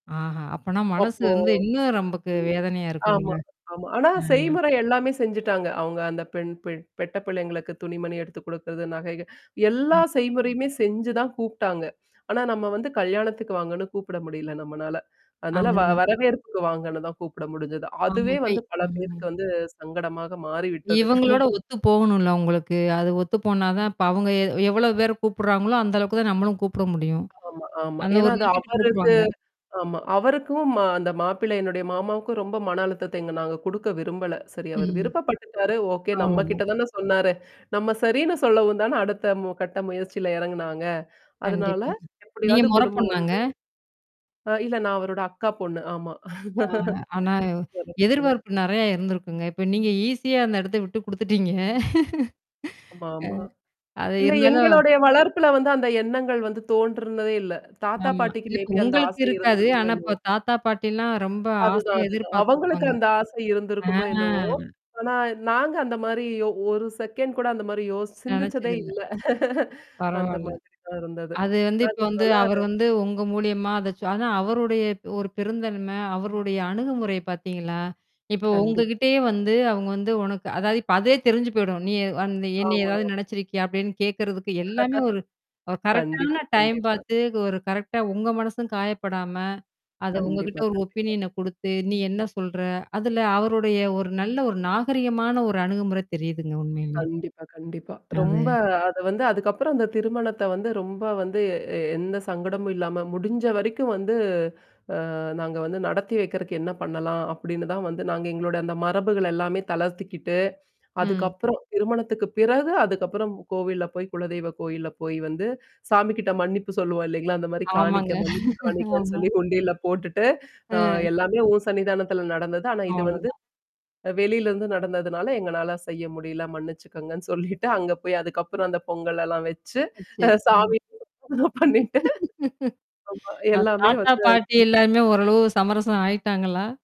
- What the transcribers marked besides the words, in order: other background noise; static; tapping; drawn out: "ஆ"; chuckle; in English: "லிமிட்டுக்கு"; distorted speech; drawn out: "ம்"; laugh; laugh; in English: "மே பி"; drawn out: "ஆ"; in English: "செகண்ட்"; laugh; chuckle; in English: "ஒப்பினியன"; laugh; laughing while speaking: "சொல்லிட்டு"; laugh; laughing while speaking: "சாமி பண்ணிட்டு"; unintelligible speech; unintelligible speech
- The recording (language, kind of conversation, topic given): Tamil, podcast, காலத்துக்கு ஏற்ப குடும்ப மரபுகள் மாறியிருக்கிறதா?